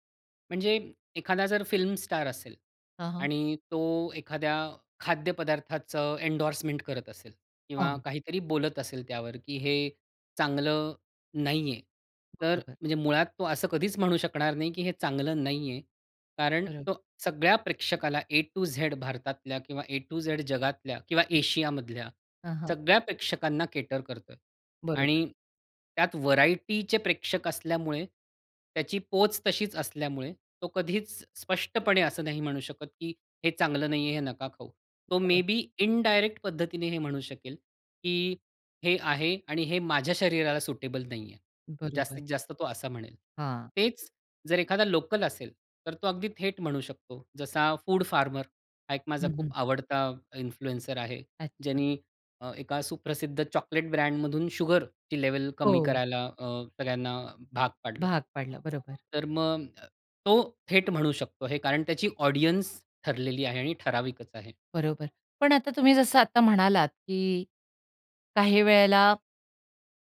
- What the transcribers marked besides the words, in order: in English: "एंडोर्समेंट"; in English: "ए टू झेड"; in English: "ए टू झेड"; other background noise; in English: "केटर"; in English: "मेबी इनडायरेक्ट"; in English: "इन्फ्लुएन्सर"; background speech; in English: "ऑडियन्स"
- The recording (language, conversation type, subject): Marathi, podcast, लोकल इन्फ्लुएंसर आणि ग्लोबल स्टारमध्ये फरक कसा वाटतो?